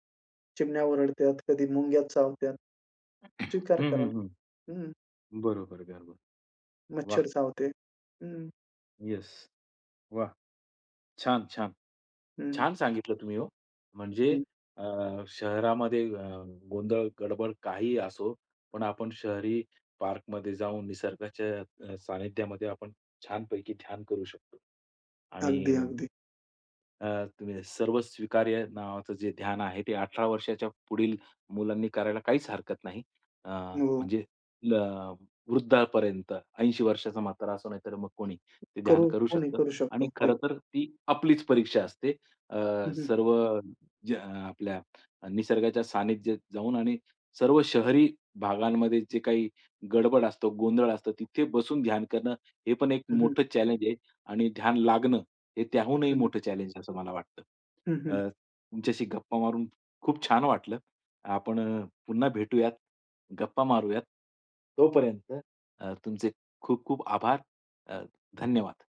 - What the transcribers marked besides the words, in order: other background noise; tapping
- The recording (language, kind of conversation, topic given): Marathi, podcast, शहरी उद्यानात निसर्गध्यान कसे करावे?